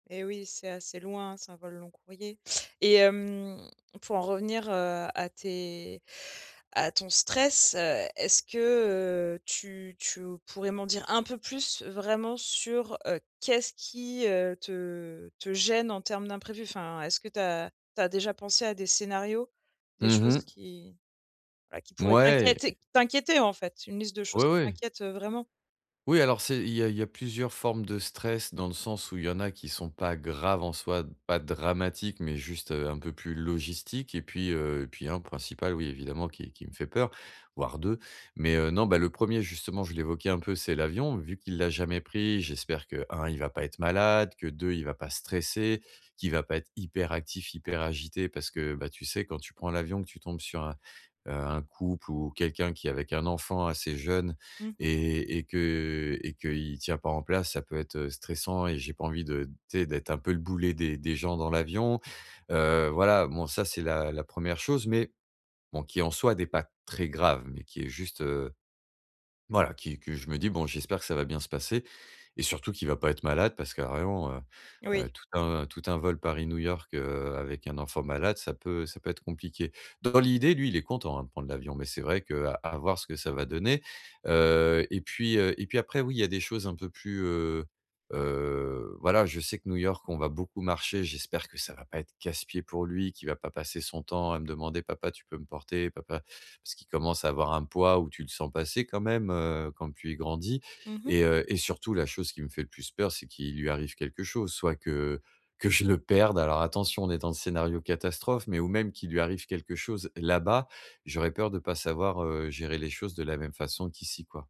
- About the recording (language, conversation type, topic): French, advice, Comment gérer le stress quand mes voyages tournent mal ?
- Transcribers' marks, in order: stressed: "t'inquiéter"; stressed: "malade"